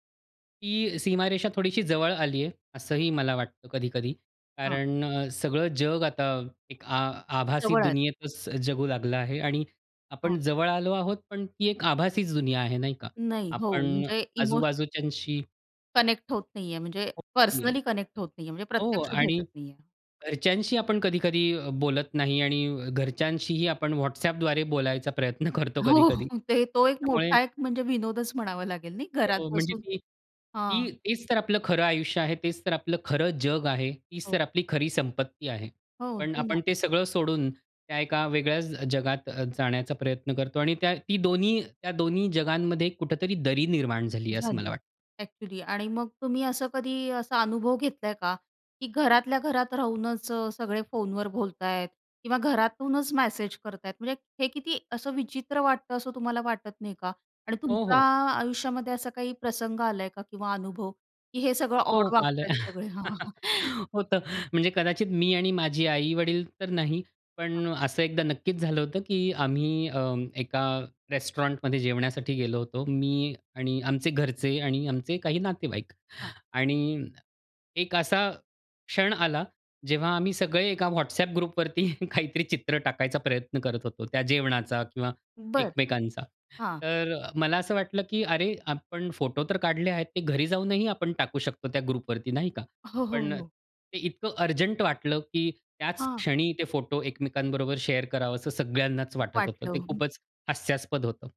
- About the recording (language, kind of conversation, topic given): Marathi, podcast, ऑनलाइन काय शेअर करायचे याची निवड तुम्ही कशी करता?
- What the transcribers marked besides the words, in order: tapping; in English: "कनेक्ट"; unintelligible speech; in English: "कनेक्ट"; laughing while speaking: "करतो"; laughing while speaking: "हो"; chuckle; laughing while speaking: "होतं"; laughing while speaking: "हां, हां"; in English: "रेस्टॉरंट"; laughing while speaking: "ग्रुप वरती काहीतरी चित्र टाकायचा"; in English: "ग्रुप"; in English: "ग्रुप"; in English: "शेअर"; other noise